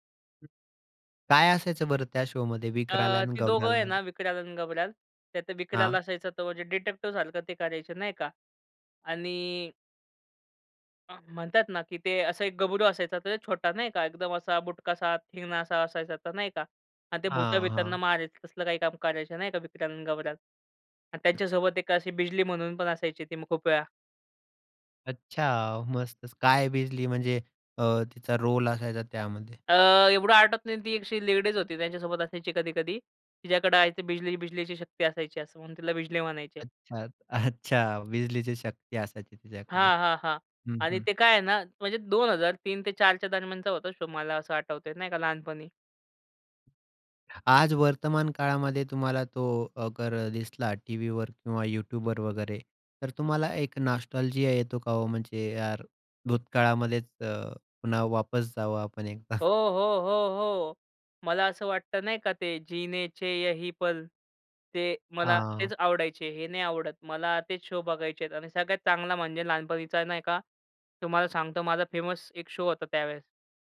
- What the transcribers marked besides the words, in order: other background noise; in English: "डिटेक्टीव"; other noise; in Hindi: "बिजली"; in English: "रोल"; in English: "लेडीज"; in Hindi: "बिजली"; in Hindi: "बिजली"; laughing while speaking: "अच्छा"; in English: "शो"; in Hindi: "अगर"; in English: "नास्टॅल्जिया"; "नॉस्टॅल्जिया" said as "नास्टॅल्जिया"; in Hindi: "वापस"; laughing while speaking: "एकदा"; in Hindi: "यही पल"; in English: "फेमस"
- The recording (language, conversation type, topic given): Marathi, podcast, बालपणी तुमचा आवडता दूरदर्शनवरील कार्यक्रम कोणता होता?